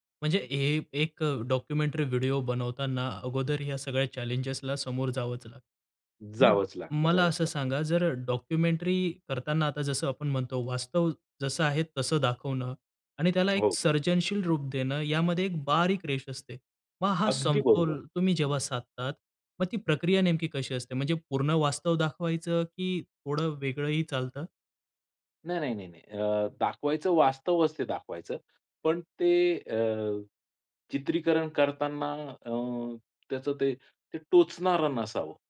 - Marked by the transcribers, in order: in English: "डॉक्युमेंटरी"; in English: "चॅलेंजेसला"; in English: "डॉक्युमेंटरी"; other background noise
- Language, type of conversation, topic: Marathi, podcast, तुमची सर्जनशील प्रक्रिया साध्या शब्दांत सांगाल का?
- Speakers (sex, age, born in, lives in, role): male, 45-49, India, India, host; male, 50-54, India, India, guest